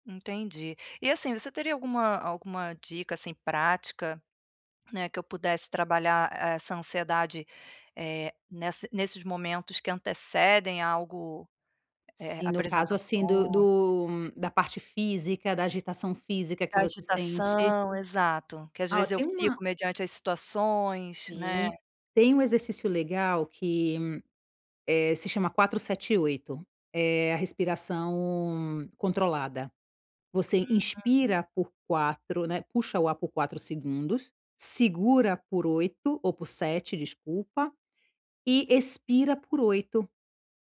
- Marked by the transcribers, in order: tapping
- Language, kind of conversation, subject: Portuguese, advice, Como posso conviver com a ansiedade sem me sentir culpado?